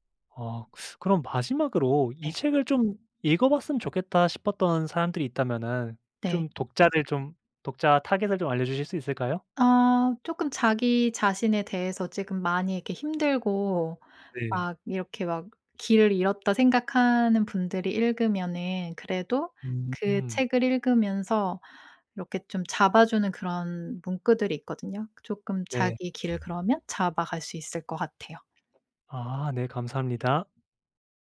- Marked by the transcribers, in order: teeth sucking; tapping; other background noise
- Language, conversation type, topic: Korean, podcast, 삶을 바꿔 놓은 책이나 영화가 있나요?